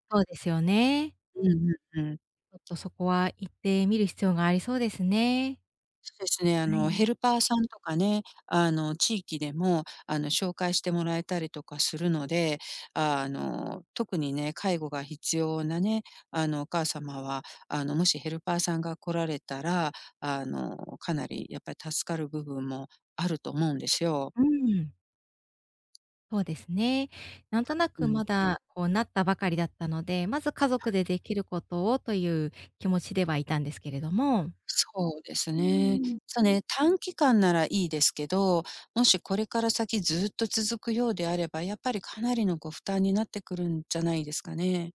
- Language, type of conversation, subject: Japanese, advice, 介護と仕事をどのように両立すればよいですか？
- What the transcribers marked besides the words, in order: other background noise; tapping